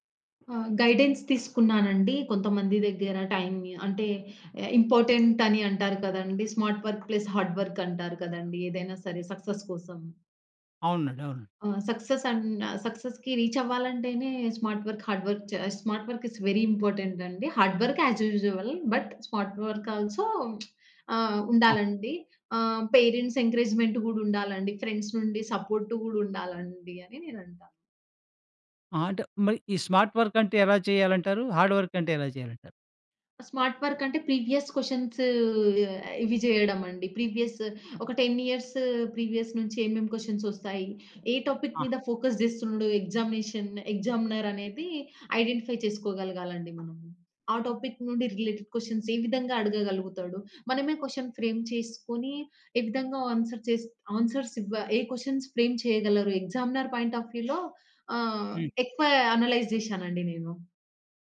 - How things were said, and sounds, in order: in English: "గైడెన్స్"; in English: "ఇంపార్టెంట్"; tapping; in English: "స్మార్ట్ వర్క్ ప్లస్ హార్డ్ వర్క్"; in English: "సక్సెస్"; in English: "సక్సెస్"; in English: "సక్సెస్‌కి రీచ్"; in English: "స్మార్ట్ వర్క్, హార్డ్ వర్క్"; in English: "స్మార్ట్ వర్క్ ఈజ్ వెరీ ఇంపార్టెంట్"; in English: "హార్డ్ వర్క్ యాజ్ యూజువల్. బట్, స్మార్ట్ వర్క్ ఆల్సో"; in English: "పేరెంట్స్ ఎంకరేజ్‌మెంట్"; in English: "ఫ్రెండ్స్"; in English: "స్మార్ట్"; in English: "హార్డ్"; in English: "స్మార్ట్"; in English: "ప్రీవియస్ క్వెషన్స్"; in English: "ప్రీవియస్"; in English: "టెన్ ఇయర్స్ ప్రీవియస్"; in English: "క్వెషన్స్"; in English: "టాపిక్"; in English: "ఫోకస్"; in English: "ఎగ్జామినేషన్ ఎగ్జామినర్"; in English: "ఐడెంటిఫై"; in English: "టాపిక్"; in English: "రిలేటెడ్ క్వెషన్స్"; in English: "క్వెషన్ ఫ్రేమ్"; in English: "ఆన్సర్"; in English: "ఆన్సర్స్"; in English: "క్వెషన్స్ ఫ్రేమ్"; in English: "ఎగ్జామినర్ పాయింట్ ఆఫ్ వ్యూలో"; in English: "అనలైజ్"
- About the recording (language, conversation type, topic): Telugu, podcast, విఫలమైన తర్వాత మళ్లీ ప్రయత్నించేందుకు మీరు ఏమి చేస్తారు?